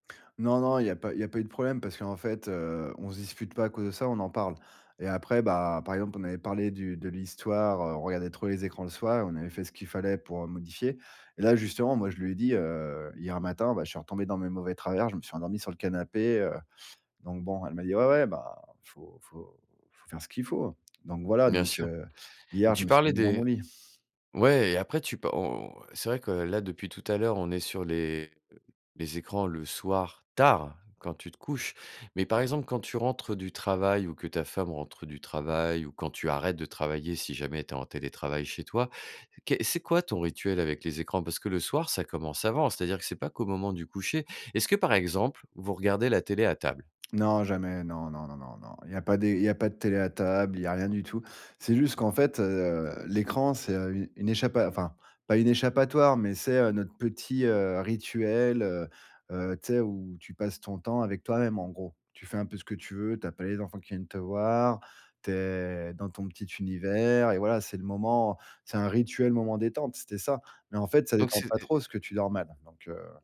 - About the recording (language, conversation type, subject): French, podcast, Comment gères-tu les écrans le soir chez toi ?
- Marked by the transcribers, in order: other background noise; stressed: "tard"